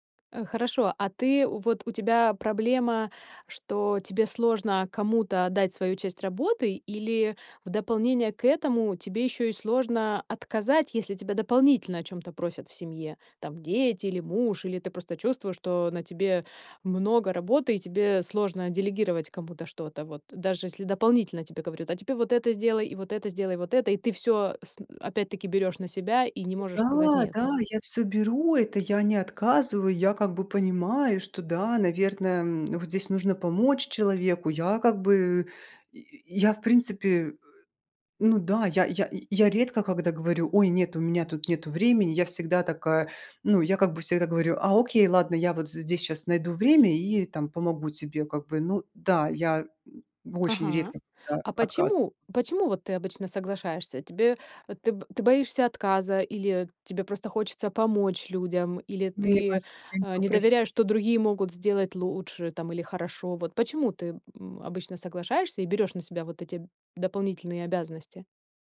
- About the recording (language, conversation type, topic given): Russian, advice, Как научиться говорить «нет» и перестать постоянно брать на себя лишние обязанности?
- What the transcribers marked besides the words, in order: other noise; tapping; grunt